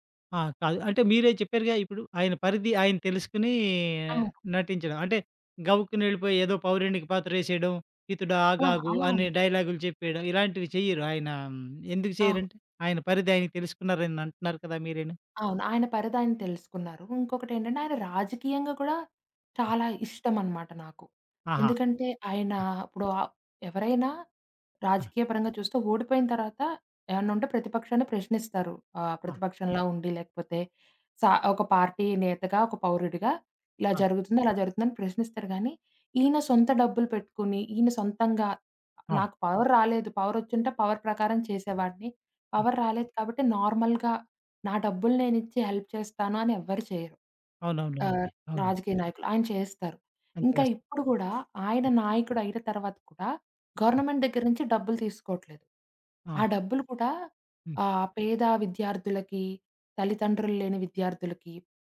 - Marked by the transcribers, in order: other background noise; in English: "పవర్"; in English: "పవర్"; in English: "పవర్"; in English: "నార్మల్‌గా"; in English: "హెల్ప్"; in English: "గవర్నమెంట్"
- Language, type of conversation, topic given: Telugu, podcast, మీకు ఇష్టమైన నటుడు లేదా నటి గురించి మీరు మాట్లాడగలరా?